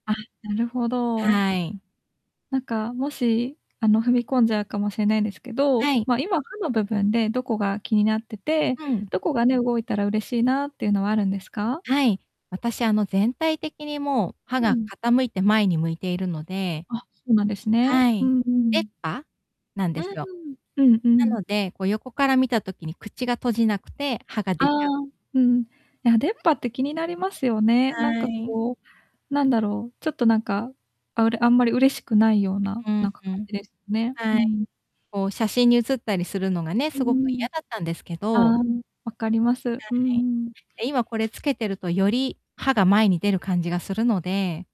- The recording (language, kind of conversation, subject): Japanese, advice, 変化による不安やストレスには、どのように対処すればよいですか？
- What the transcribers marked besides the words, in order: distorted speech